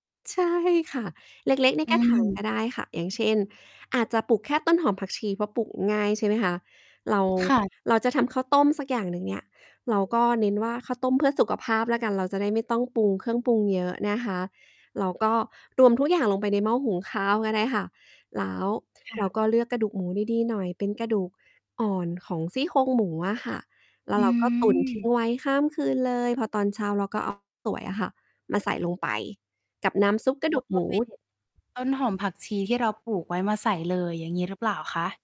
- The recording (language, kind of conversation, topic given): Thai, podcast, การทำอาหารร่วมกันในครอบครัวมีความหมายกับคุณอย่างไร?
- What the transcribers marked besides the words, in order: mechanical hum; distorted speech; tapping